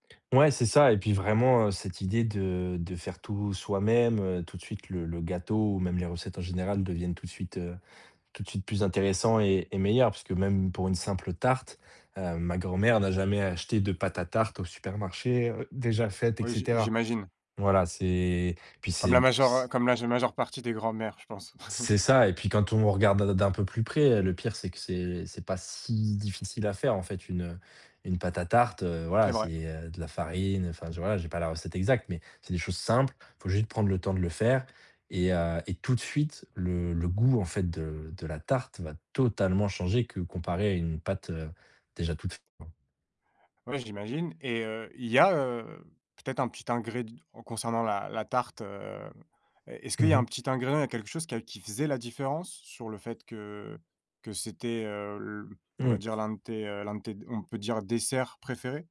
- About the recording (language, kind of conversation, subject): French, podcast, Peux-tu me raconter une tradition culinaire de ta famille ?
- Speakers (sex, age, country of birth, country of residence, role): male, 20-24, France, Austria, guest; male, 30-34, France, France, host
- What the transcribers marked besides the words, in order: stressed: "tarte"; chuckle; "ingrédient" said as "ingréin"